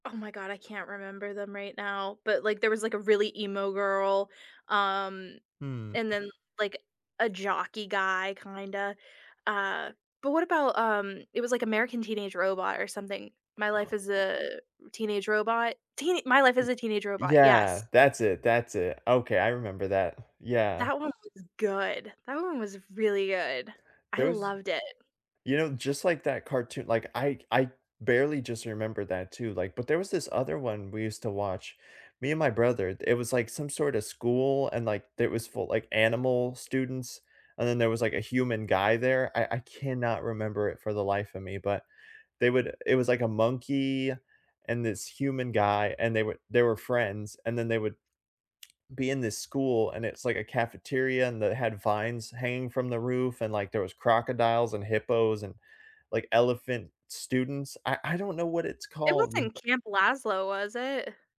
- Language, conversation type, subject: English, unstructured, Which childhood cartoon would you gladly revisit today?
- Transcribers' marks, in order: other background noise; tapping